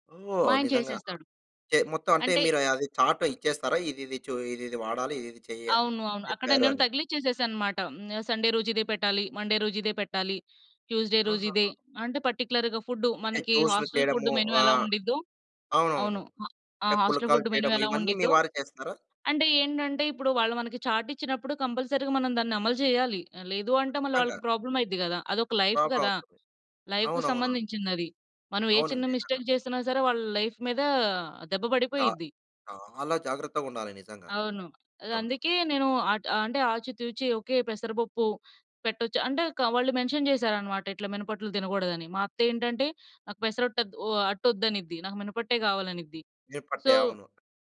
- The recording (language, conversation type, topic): Telugu, podcast, పెద్దవారిని సంరక్షించేటపుడు మీ దినచర్య ఎలా ఉంటుంది?
- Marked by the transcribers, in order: in English: "చార్ట్"; in English: "సండే"; in English: "మండే"; in English: "ట్యూస్‌డే"; tapping; in English: "పర్టిక్యులర్‌గా"; in English: "మెను"; in English: "చార్ట్"; in English: "కంపల్సరీ‌గా"; in English: "ప్రాబ్లమ్"; in English: "లైఫ్"; in English: "లైఫ్‌కి"; in English: "మిస్టేక్"; in English: "లైఫ్"; in English: "మెన్షన్"; in English: "సో"